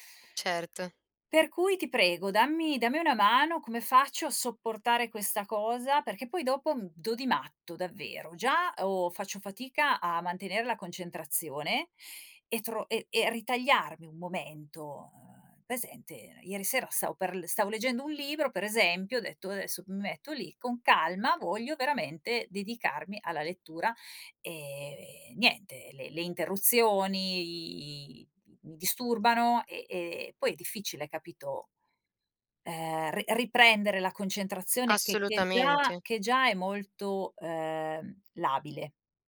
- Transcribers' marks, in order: other background noise; "presente" said as "pesente"; "Adesso" said as "oesso"
- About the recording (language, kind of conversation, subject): Italian, advice, Come posso rilassarmi a casa quando vengo continuamente interrotto?